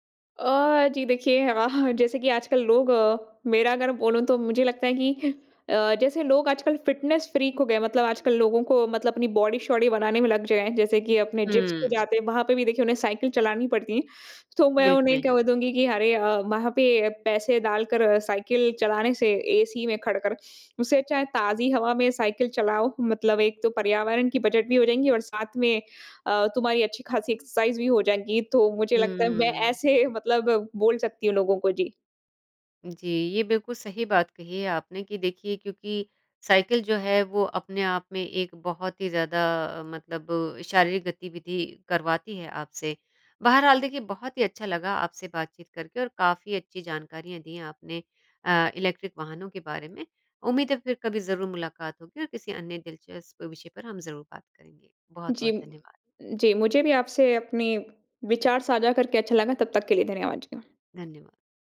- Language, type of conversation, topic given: Hindi, podcast, इलेक्ट्रिक वाहन रोज़मर्रा की यात्रा को कैसे बदल सकते हैं?
- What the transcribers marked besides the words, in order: chuckle; in English: "फिटनेस फ्रीक"; in English: "जिम्स"; in English: "एक्सरसाइज़"; laughing while speaking: "ऐसे"; other background noise; in English: "इलेक्ट्रिक"